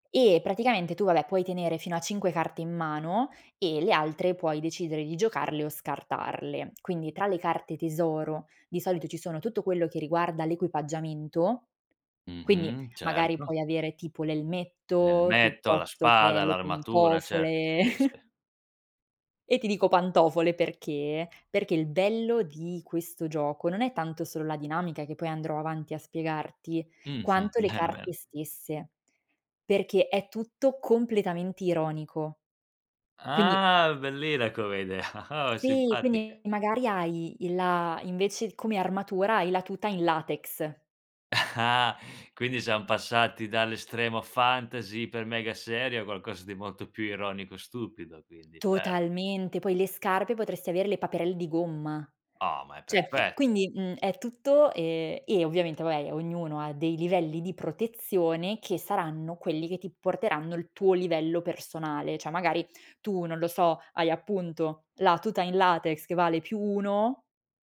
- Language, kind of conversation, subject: Italian, podcast, Qual è il tuo gioco preferito per rilassarti, e perché?
- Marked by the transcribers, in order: chuckle; snort; drawn out: "Ah"; chuckle; other background noise; laughing while speaking: "Ah"; tapping; "Cioè" said as "ceh"